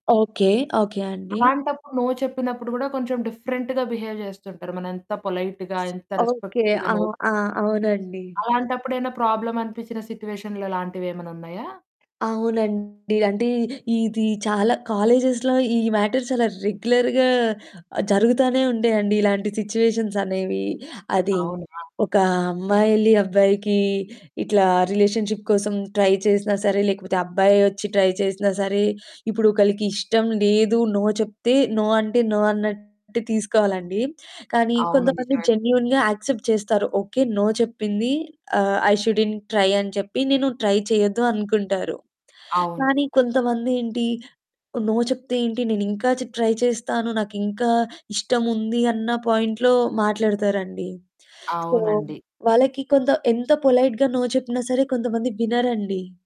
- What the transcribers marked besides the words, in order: in English: "నో"; in English: "డిఫరెంట్‌గా బిహేవ్"; in English: "పొలైట్‌గా"; other background noise; in English: "రెస్పెక్టబుల్‌గా నో"; distorted speech; in English: "ప్రాబ్లమ్"; in English: "సిచ్యువేషన్‌లా"; in English: "కాలేజెస్‌లో"; in English: "మ్యాటర్స్"; in English: "రెగ్యులర్‌గా"; in English: "సిచ్యువేషన్స్"; in English: "రిలేషన్‌షిప్"; in English: "ట్రై"; in English: "ట్రై"; in English: "నో"; in English: "నో"; in English: "నో"; in English: "జెన్యూన్‌గా యాక్సెప్ట్"; in English: "నో"; in English: "ఐ షుడంట్ ట్రై"; in English: "ట్రై"; in English: "నో"; in English: "ట్రై"; in English: "పాయింట్‌లో"; in English: "సో"; in English: "పొలైట్‌గా నో"
- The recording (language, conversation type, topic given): Telugu, podcast, మీరు మాటలతో కాకుండా నిశ్శబ్దంగా “లేదు” అని చెప్పిన సందర్భం ఏమిటి?